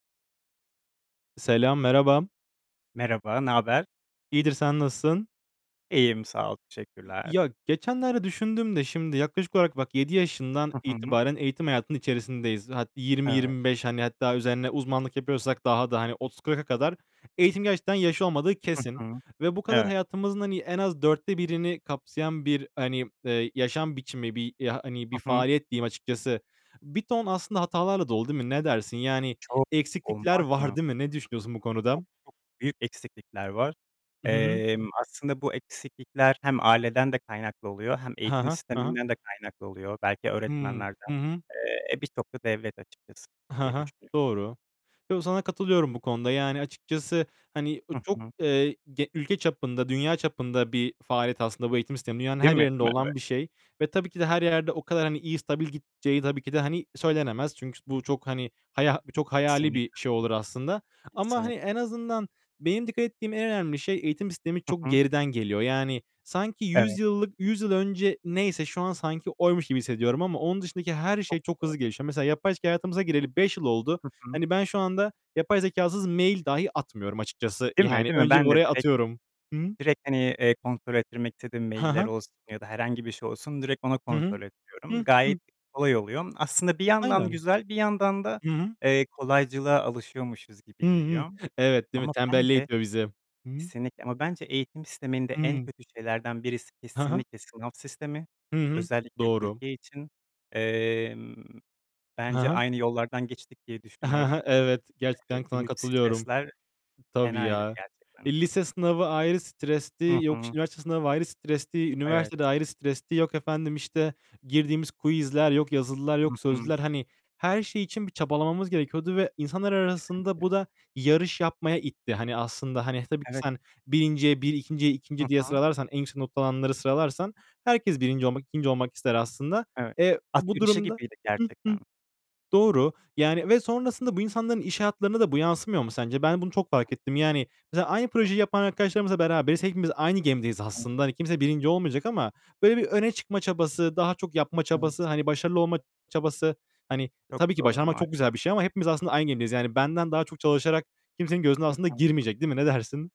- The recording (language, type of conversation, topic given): Turkish, unstructured, Eğitim sisteminde en çok neyi değiştirmek isterdin?
- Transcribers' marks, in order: other background noise; tapping; static; distorted speech; unintelligible speech; unintelligible speech